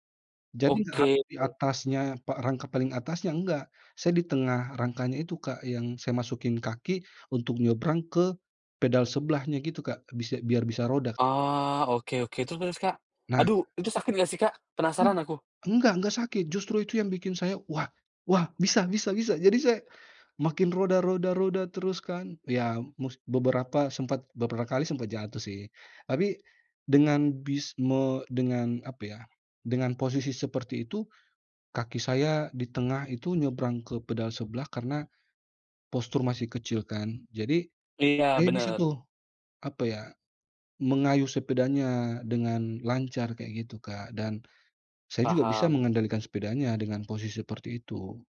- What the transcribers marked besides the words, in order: put-on voice: "Wah! Wah, bisa bisa bisa"
- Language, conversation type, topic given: Indonesian, podcast, Apa kenangan paling lucu saat pertama kali kamu belajar naik sepeda?